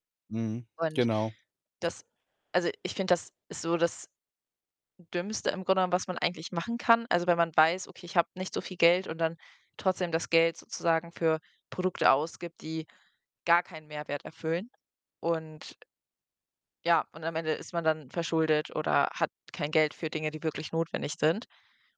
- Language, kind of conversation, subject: German, unstructured, Wie entscheidest du, wofür du dein Geld ausgibst?
- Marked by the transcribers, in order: other background noise